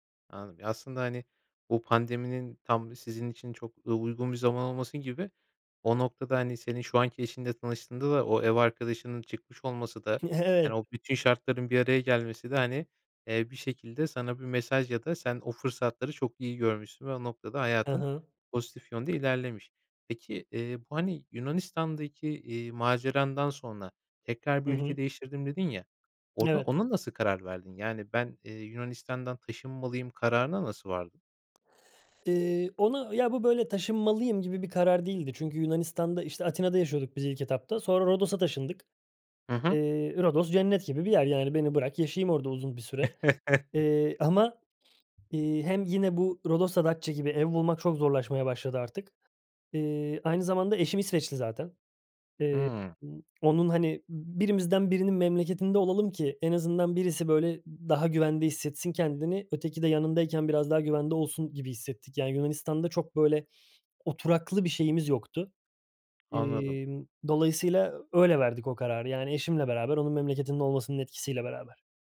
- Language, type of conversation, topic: Turkish, podcast, Bir seyahat, hayatınızdaki bir kararı değiştirmenize neden oldu mu?
- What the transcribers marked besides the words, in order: laughing while speaking: "Evet"; other background noise; chuckle